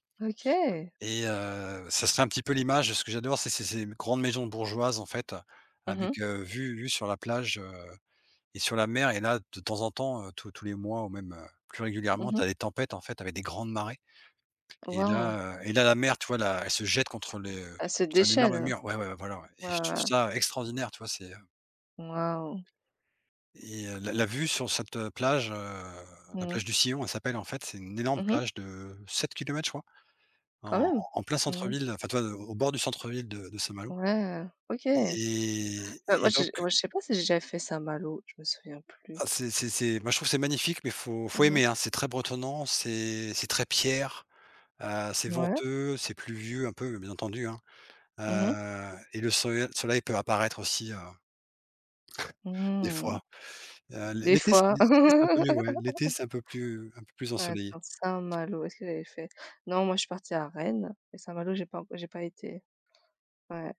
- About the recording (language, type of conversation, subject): French, unstructured, Quels sont tes rêves les plus fous pour l’avenir ?
- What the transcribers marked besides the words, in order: stressed: "grandes"; tapping; drawn out: "heu"; drawn out: "Et"; drawn out: "Heu"; "soleil-" said as "soille"; chuckle; laugh